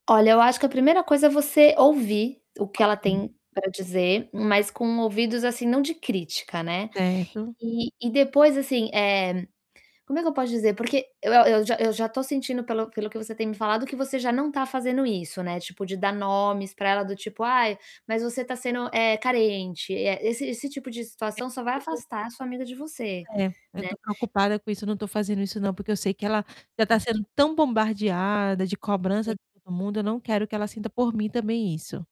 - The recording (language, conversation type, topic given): Portuguese, advice, Como posso reconhecer e validar os sentimentos da outra pessoa depois do que aconteceu?
- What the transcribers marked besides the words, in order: distorted speech